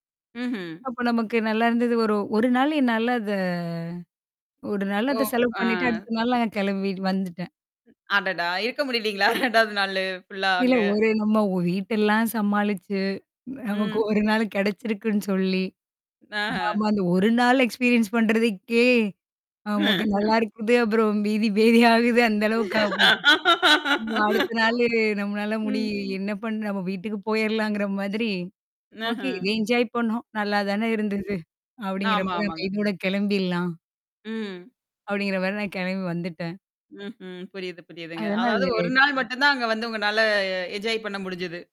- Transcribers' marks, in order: drawn out: "அத"; other noise; laughing while speaking: "இருக்க முடியலைங்களா? இரண்டாவது நாளு"; in another language: "ஃபுல்லா"; laughing while speaking: "ஒரு நாளு கெடைச்சிருக்குன்னு சொல்லி"; static; distorted speech; in English: "எக்ஸ்பீரியன்ஸ்"; laugh; laugh; background speech; in English: "ஓகே, என்ஜோய்"; laughing while speaking: "இருந்துது?"; mechanical hum; unintelligible speech; drawn out: "உங்கனால"; in English: "என்ஜாய்"
- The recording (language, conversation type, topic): Tamil, podcast, ஒரு வாரம் தனியாக பொழுதுபோக்குக்கு நேரம் கிடைத்தால், அந்த நேரத்தை நீங்கள் எப்படி செலவிடுவீர்கள்?